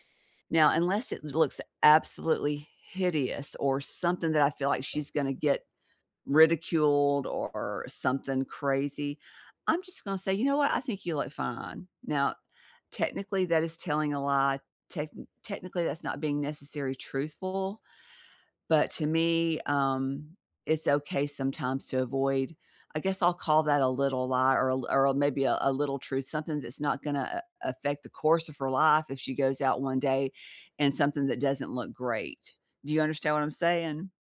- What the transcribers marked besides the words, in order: other background noise
- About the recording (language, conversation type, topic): English, unstructured, How do you feel about telling the truth when it hurts someone?